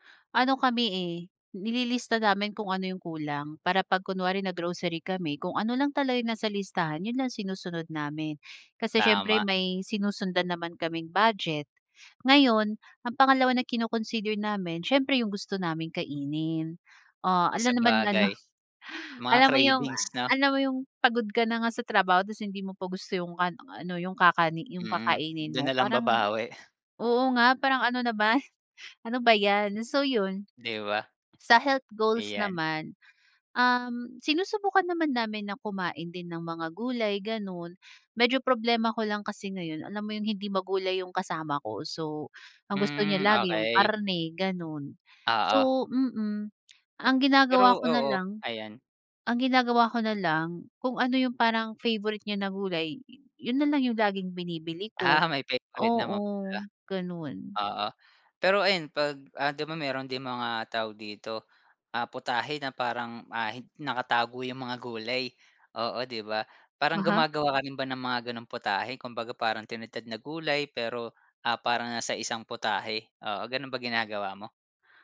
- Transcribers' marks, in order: "alangan" said as "ala"; snort; "tapos" said as "tas"; unintelligible speech; snort; laughing while speaking: "naman"; in English: "health goals"; other background noise; lip smack; laughing while speaking: "Ah, may favorite naman pala"
- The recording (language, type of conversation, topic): Filipino, podcast, Ano-anong masusustansiyang pagkain ang madalas mong nakaimbak sa bahay?
- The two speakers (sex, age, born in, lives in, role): female, 30-34, Philippines, Philippines, guest; male, 30-34, Philippines, Philippines, host